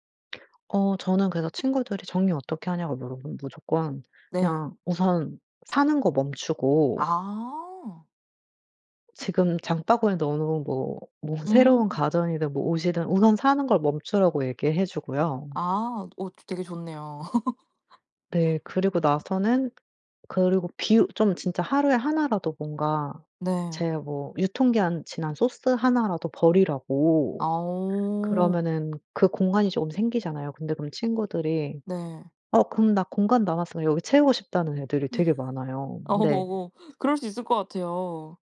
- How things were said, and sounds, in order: laugh; other background noise; laugh
- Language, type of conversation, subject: Korean, podcast, 작은 집을 효율적으로 사용하는 방법은 무엇인가요?